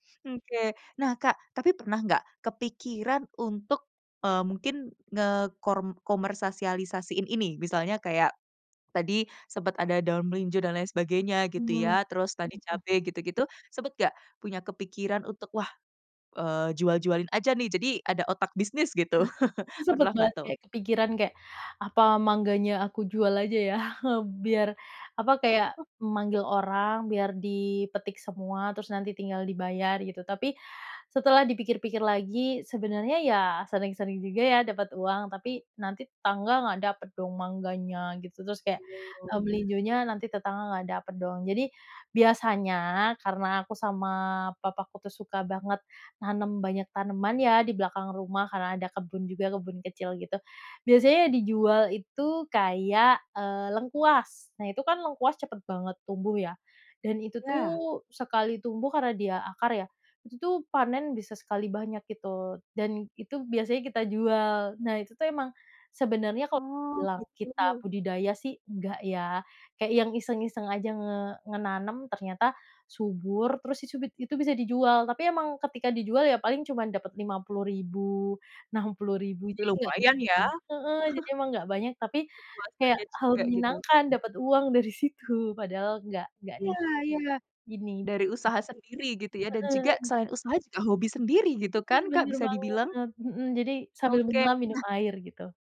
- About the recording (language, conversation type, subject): Indonesian, podcast, Pernah ikut menanam pohon? Ceritain dong pengalamanmu?
- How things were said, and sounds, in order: chuckle; laughing while speaking: "ya?"; chuckle; chuckle; other background noise; unintelligible speech